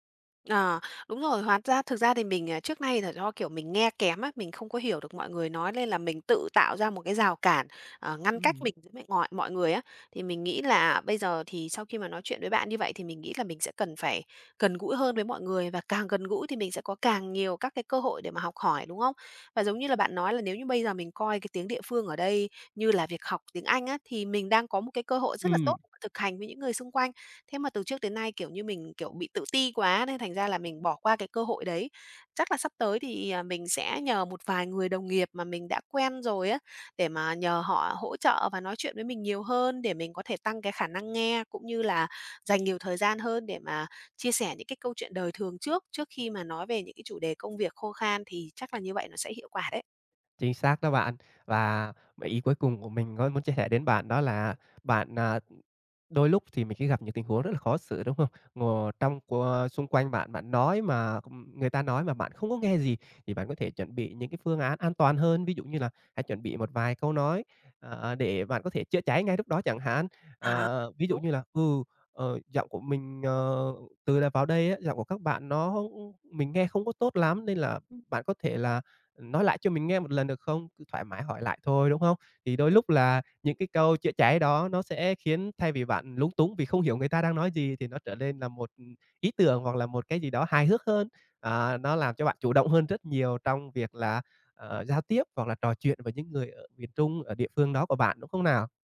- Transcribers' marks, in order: tapping; other background noise; unintelligible speech
- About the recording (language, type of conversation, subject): Vietnamese, advice, Bạn đã từng cảm thấy tự ti thế nào khi rào cản ngôn ngữ cản trở việc giao tiếp hằng ngày?